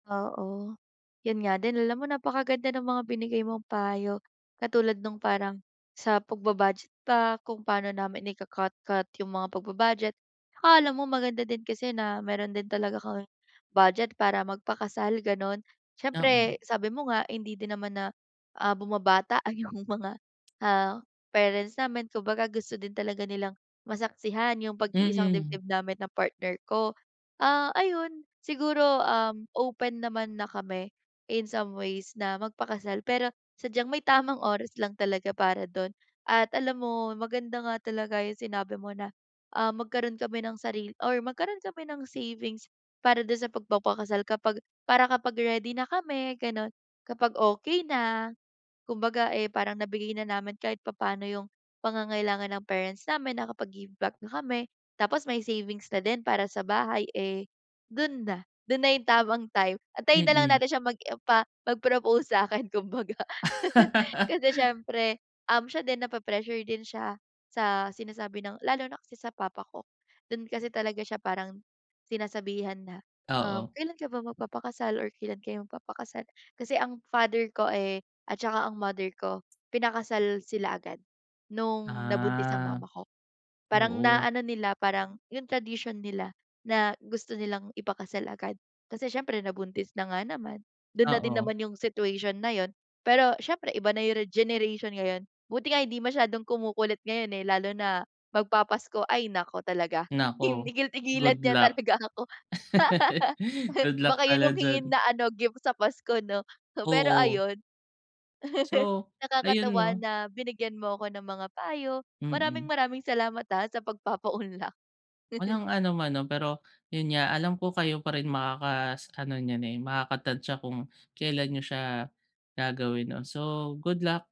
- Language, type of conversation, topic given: Filipino, advice, Paano ko haharapin ang pressure ng pamilya sa inaasahang edad para magpakasal o magkaroon ng trabaho?
- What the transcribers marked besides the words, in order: other background noise; gasp; gasp; laughing while speaking: "yung mga"; gasp; in English: "in some ways"; gasp; in English: "nakapag-give back"; laugh; laughing while speaking: "sa'kin kumbaga"; chuckle; gasp; in English: "nape-pressure"; gasp; gasp; in English: "situation"; in English: "generation"; laugh; laughing while speaking: "Hin tigil-tigilan niya talaga ako"; gasp; laugh; gasp; chuckle; laughing while speaking: "pagpapaunlak"; chuckle; gasp; gasp